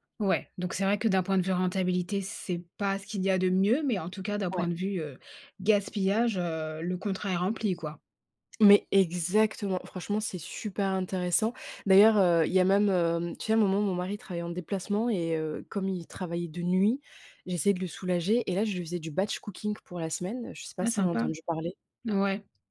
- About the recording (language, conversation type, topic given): French, podcast, Comment gères-tu le gaspillage alimentaire chez toi ?
- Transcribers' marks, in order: stressed: "pas"; stressed: "exactement"; stressed: "super"; stressed: "nuit"; in English: "batch cooking"; other background noise